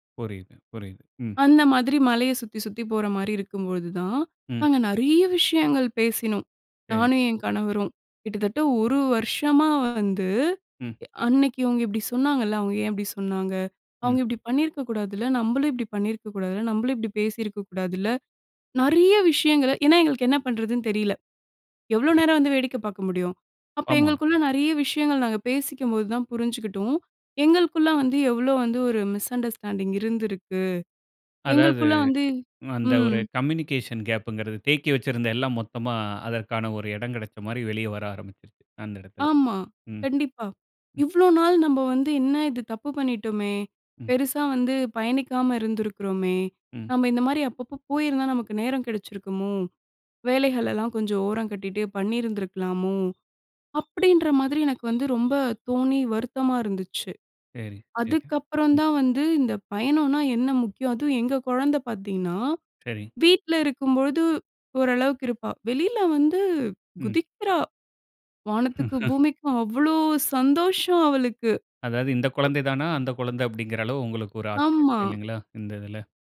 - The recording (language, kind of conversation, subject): Tamil, podcast, பயணத்தில் நீங்கள் கற்றுக்கொண்ட முக்கியமான பாடம் என்ன?
- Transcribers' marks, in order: "இருக்கும்போதுதான்" said as "இருக்கும்பொழுதுதான்"; other background noise; in English: "மிஸ் அண்டர்ஸ்டாண்டிங்"; in English: "கம்யூனிகேஷன் கேப்புங்கிறது"; joyful: "வெளியில வந்து குதிக்கிறா. வானத்துக்கும் பூமிக்கும் அவ்வளோ சந்தோஷம் அவளுக்கு"; laugh; other noise